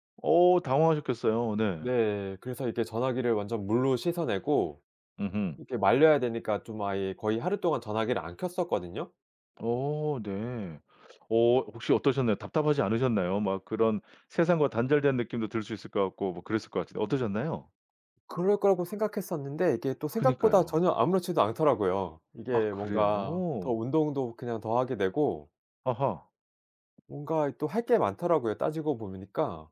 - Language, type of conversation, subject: Korean, podcast, 디지털 디톡스는 어떻게 하세요?
- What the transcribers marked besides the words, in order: other background noise